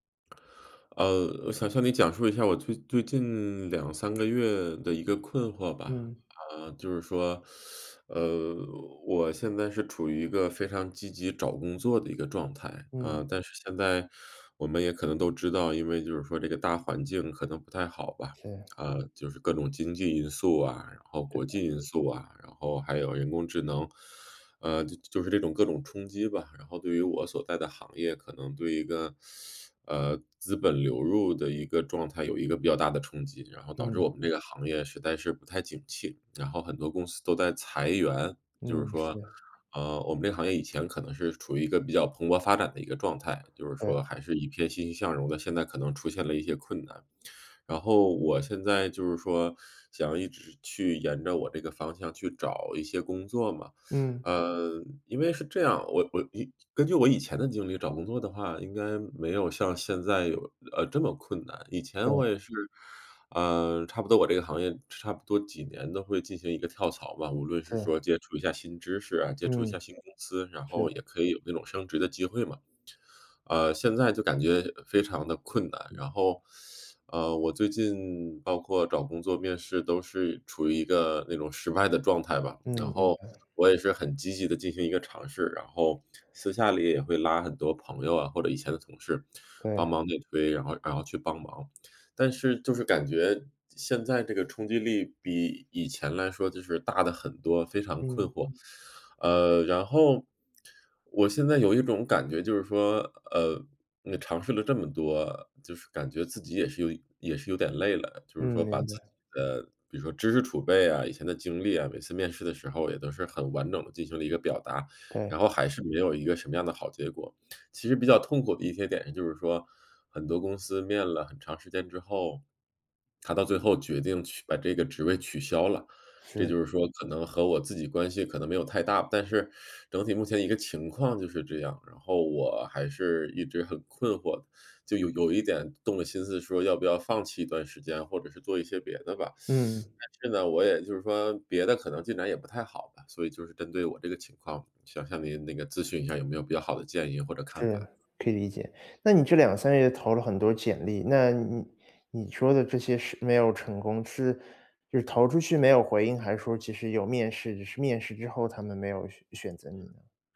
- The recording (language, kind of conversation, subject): Chinese, advice, 我该如何面对一次次失败，仍然不轻易放弃？
- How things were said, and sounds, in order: other background noise; teeth sucking; teeth sucking; teeth sucking; teeth sucking